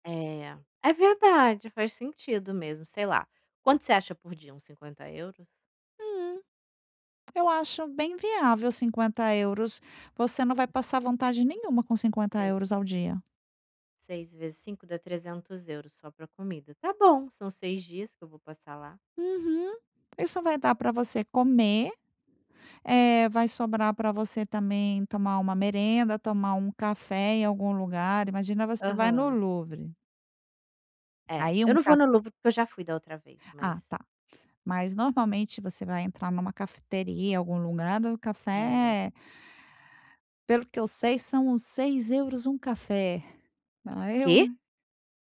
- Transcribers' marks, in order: tapping; other background noise
- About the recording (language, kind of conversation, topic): Portuguese, advice, Como planejar uma viagem mais barata com um orçamento apertado?